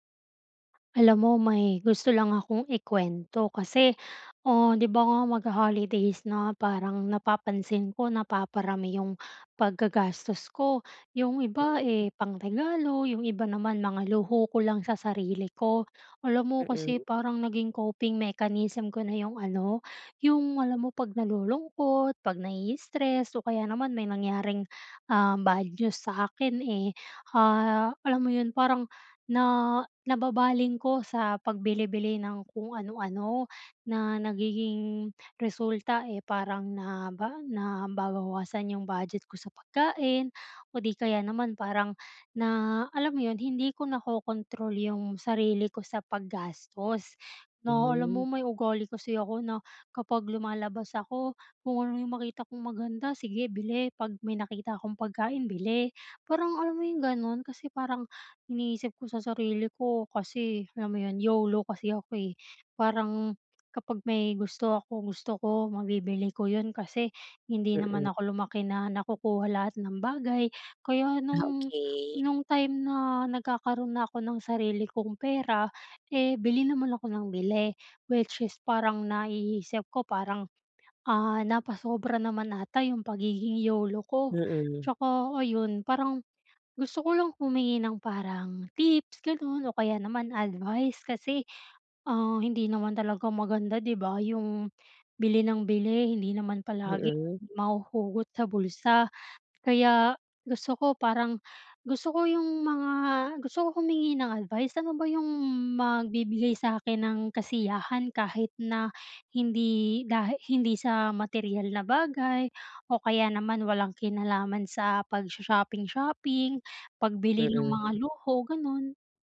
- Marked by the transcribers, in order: other background noise
- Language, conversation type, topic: Filipino, advice, Paano ako makakatipid nang hindi nawawala ang kasiyahan?